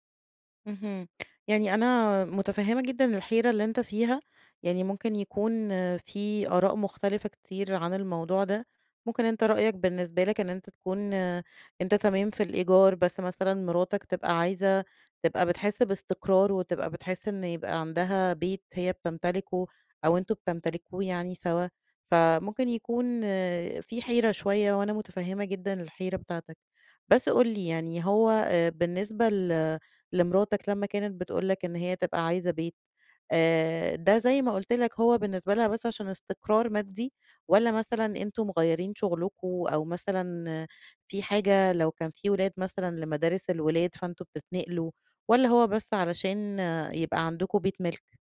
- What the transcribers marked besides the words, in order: none
- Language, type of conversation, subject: Arabic, advice, هل أشتري بيت كبير ولا أكمل في سكن إيجار مرن؟